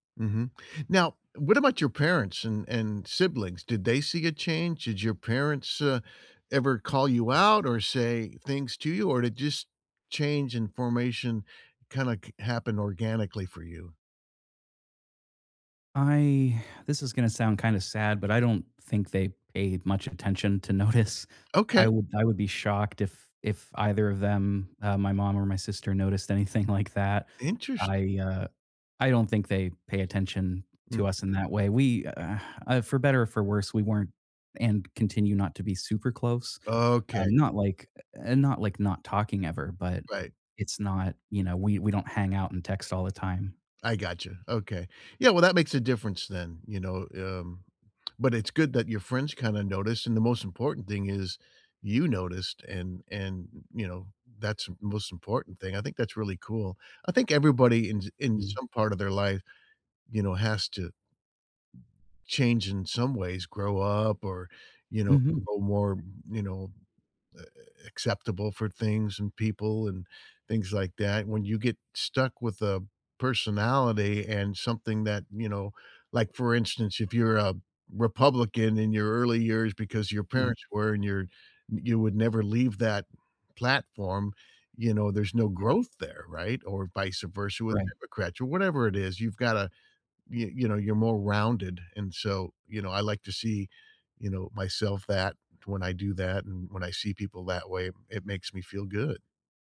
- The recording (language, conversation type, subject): English, unstructured, How can I reconnect with someone I lost touch with and miss?
- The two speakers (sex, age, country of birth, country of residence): male, 35-39, United States, United States; male, 65-69, United States, United States
- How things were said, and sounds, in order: sigh; laughing while speaking: "notice"; tapping; laughing while speaking: "anything"; sigh; tongue click; other background noise